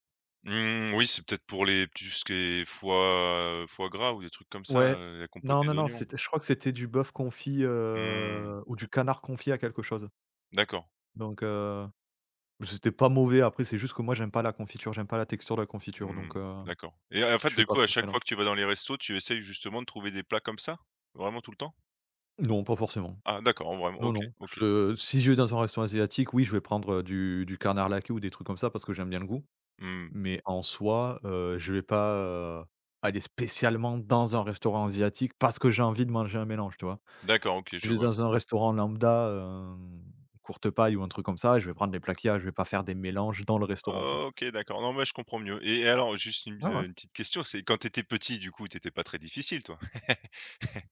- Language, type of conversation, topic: French, podcast, Comment décides-tu d’associer deux saveurs improbables ?
- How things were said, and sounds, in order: drawn out: "heu"; stressed: "spécialement dans"; stressed: "parce que"; drawn out: "hem"; stressed: "dans"; laugh